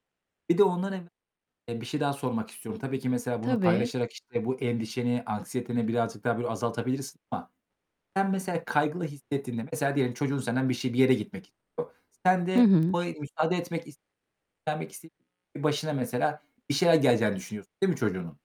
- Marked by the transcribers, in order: distorted speech; other background noise; unintelligible speech; unintelligible speech; unintelligible speech
- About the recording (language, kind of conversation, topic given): Turkish, advice, Kaygıyla günlük hayatta nasıl daha iyi başa çıkabilirim?
- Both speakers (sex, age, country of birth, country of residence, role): female, 40-44, Turkey, United States, user; male, 25-29, Turkey, Bulgaria, advisor